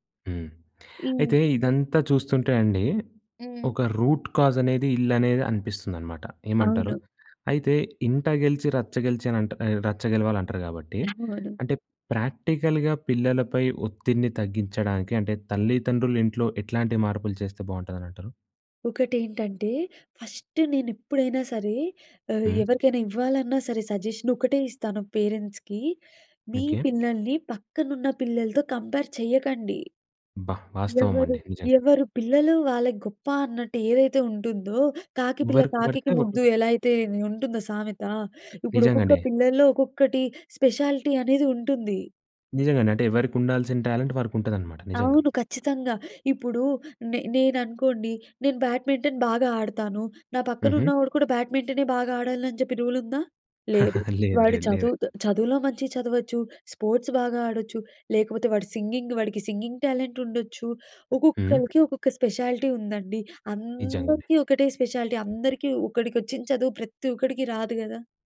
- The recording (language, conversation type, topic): Telugu, podcast, పిల్లల ఒత్తిడిని తగ్గించేందుకు మీరు అనుసరించే మార్గాలు ఏమిటి?
- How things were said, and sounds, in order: in English: "రూట్ కాజ్"; in English: "ప్రాక్టికల్‌గా"; unintelligible speech; in English: "ఫస్ట్"; in English: "సజెషన్"; in English: "పేరెంట్స్‌కి"; in English: "కంపేర్"; other noise; tapping; in English: "స్పెషాలిటీ"; in English: "టాలెంట్"; in English: "బ్యాడ్మింటన్"; in English: "రూల్"; chuckle; in English: "స్పోర్ట్స్"; in English: "సింగింగ్"; in English: "సింగింగ్ టాలెంట్"; other background noise; in English: "స్పెషాలిటీ"; stressed: "అందరికీ"; in English: "స్పెషాలిటీ"